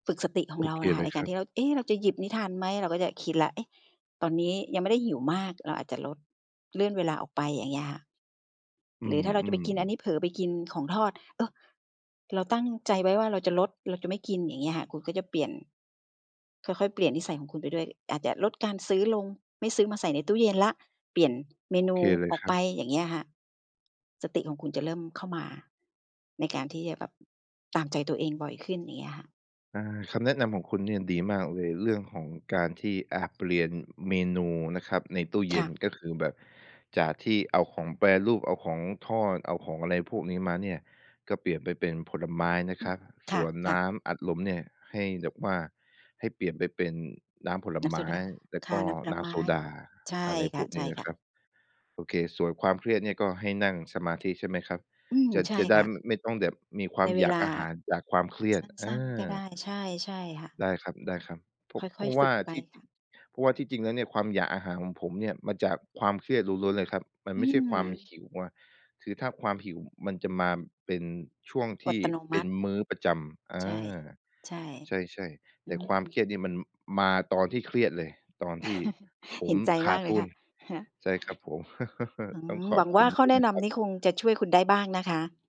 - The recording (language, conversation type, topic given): Thai, advice, ทำไมฉันถึงเลิกนิสัยกินจุบจิบไม่สำเร็จสักที?
- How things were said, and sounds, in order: other background noise; background speech; "อัตโนมัติ" said as "อดตะโนมัติ"; chuckle